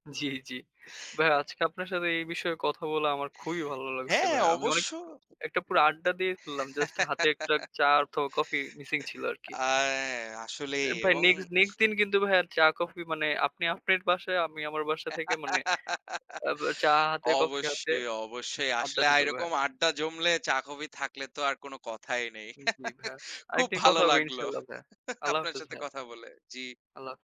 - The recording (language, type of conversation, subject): Bengali, unstructured, চা আর কফির মধ্যে আপনার প্রথম পছন্দ কোনটি?
- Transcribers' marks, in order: laugh; unintelligible speech; laugh; laugh; laughing while speaking: "আপনার সাথে কথা বলে"